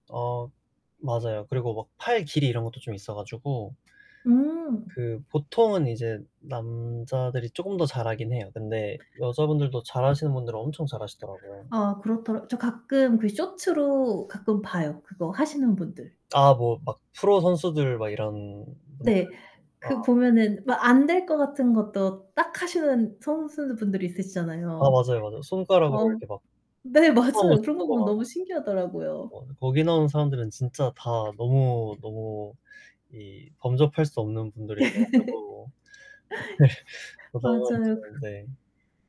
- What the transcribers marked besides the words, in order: tapping; distorted speech; unintelligible speech; other background noise; laugh; unintelligible speech
- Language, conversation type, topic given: Korean, unstructured, 자신만의 특별한 취미를 어떻게 발견하셨나요?
- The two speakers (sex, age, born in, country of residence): female, 35-39, South Korea, South Korea; male, 25-29, South Korea, South Korea